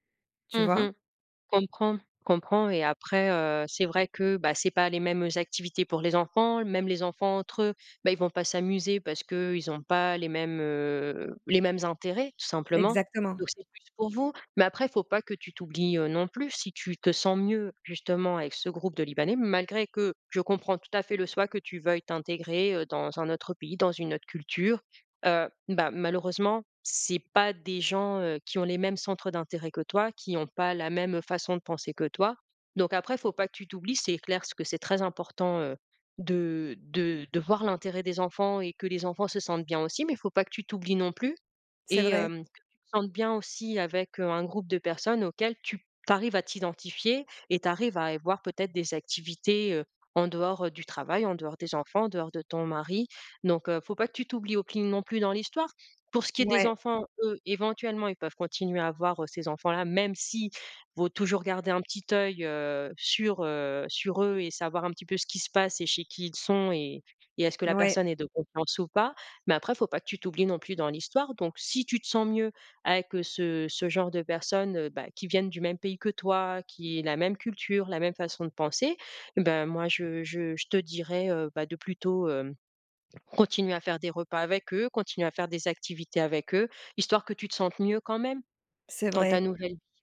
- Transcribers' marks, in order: swallow
- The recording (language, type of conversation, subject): French, advice, Pourquoi est-ce que je me sens mal à l’aise avec la dynamique de groupe quand je sors avec mes amis ?
- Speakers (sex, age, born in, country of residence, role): female, 35-39, France, Portugal, advisor; female, 35-39, France, Spain, user